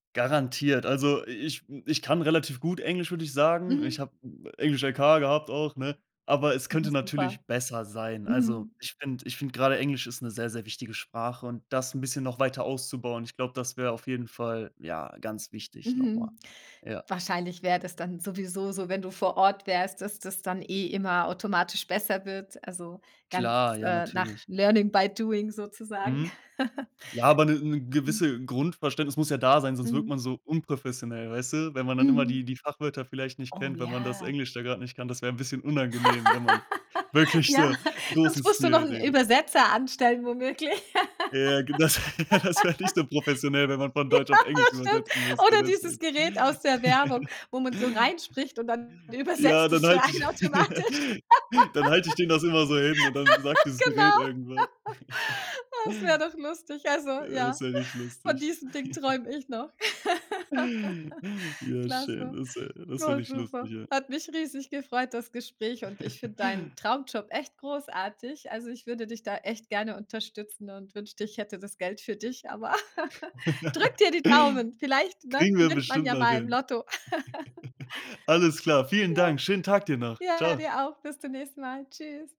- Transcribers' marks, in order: in English: "learning by doing"; chuckle; laugh; laughing while speaking: "Ja"; stressed: "wirklich so"; giggle; laughing while speaking: "Ja, das stimmt"; laughing while speaking: "das ja, das"; chuckle; laughing while speaking: "einen automatisch"; chuckle; giggle; laughing while speaking: "Das wäre doch lustig"; chuckle; chuckle; laughing while speaking: "Ja, schön, das wäre"; chuckle; chuckle; chuckle; chuckle
- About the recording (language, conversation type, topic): German, podcast, Wie würde dein Traumjob aussehen, wenn Geld keine Rolle spielen würde?